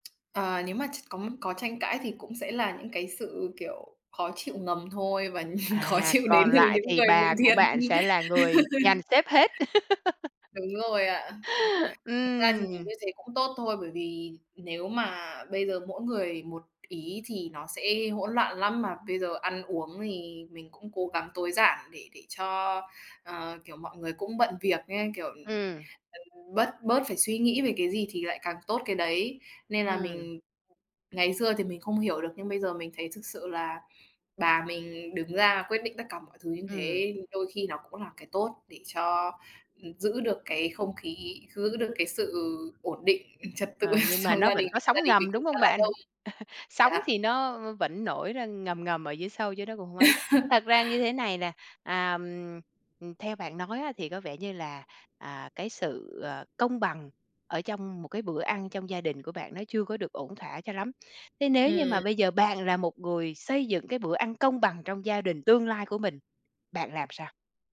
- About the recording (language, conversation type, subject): Vietnamese, podcast, Thói quen ăn uống của gia đình bạn nói lên điều gì?
- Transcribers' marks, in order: tsk; laughing while speaking: "khó chịu đến từ những người bị thiệt"; laugh; tapping; other background noise; laughing while speaking: "tự"; chuckle; laugh